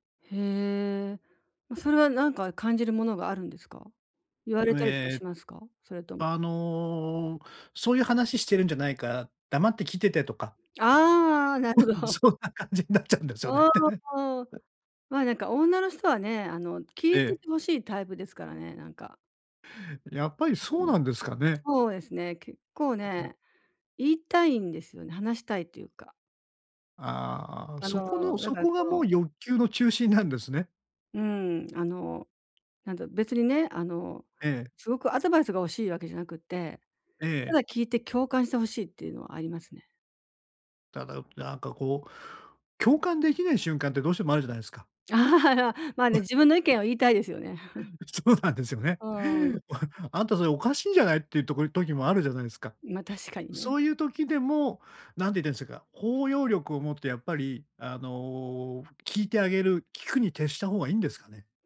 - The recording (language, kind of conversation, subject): Japanese, advice, パートナーとの会話で不安をどう伝えればよいですか？
- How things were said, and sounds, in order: laughing while speaking: "なるほど"; chuckle; laughing while speaking: "そんな感じになっちゃうんですよね"; laugh; other noise; laugh; laughing while speaking: "そうなんですよね"; laugh